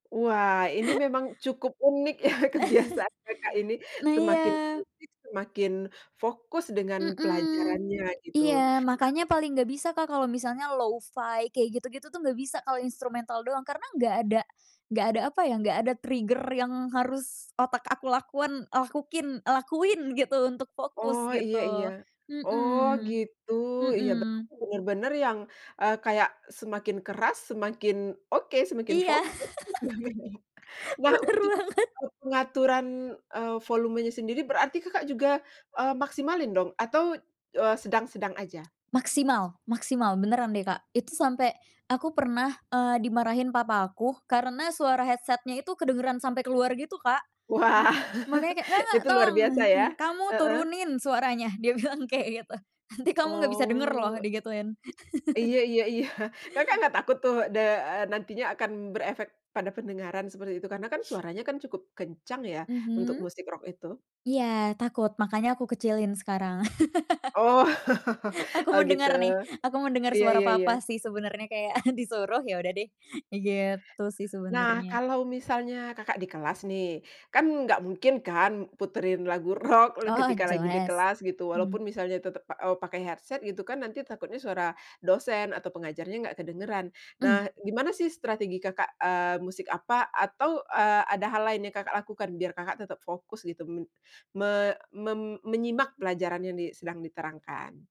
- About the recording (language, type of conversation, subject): Indonesian, podcast, Musik seperti apa yang membuat kamu lebih fokus atau masuk ke dalam alur kerja?
- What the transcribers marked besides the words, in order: laughing while speaking: "ya kebiasaan"; chuckle; in English: "lo-fi"; in English: "trigger"; other background noise; unintelligible speech; chuckle; laughing while speaking: "benar banget"; in English: "headset-nya"; laughing while speaking: "Wah"; chuckle; laughing while speaking: "bilang"; drawn out: "Oh"; chuckle; laughing while speaking: "iya"; laughing while speaking: "sekarang"; laugh; laughing while speaking: "Oh"; in English: "headset"